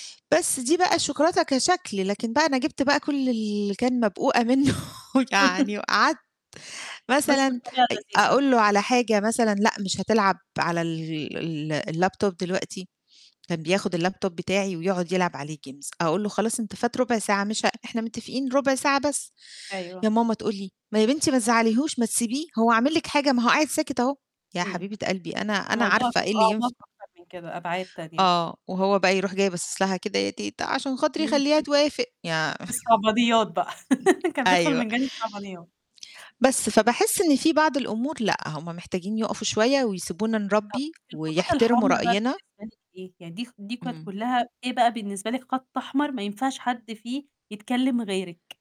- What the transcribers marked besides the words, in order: laughing while speaking: "منه"; laugh; in English: "الlaptop"; in English: "اللابتوب"; in English: "games"; put-on voice: "كده يا تيتة عشان خاطري خليها توافق"; chuckle; laugh; chuckle; other noise; other background noise
- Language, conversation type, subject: Arabic, podcast, إزاي الجد والجدة يشاركوا في تربية الأولاد بشكل صحي؟